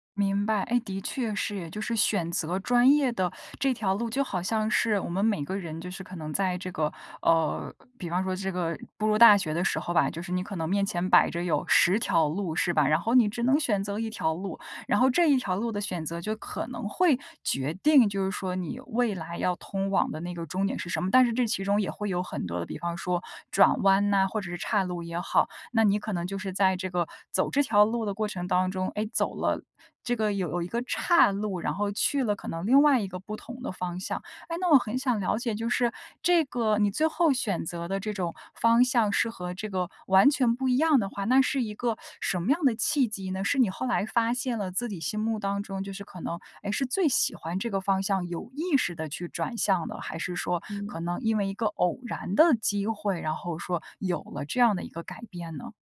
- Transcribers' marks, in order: none
- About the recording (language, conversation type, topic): Chinese, podcast, 你最想给年轻时的自己什么建议？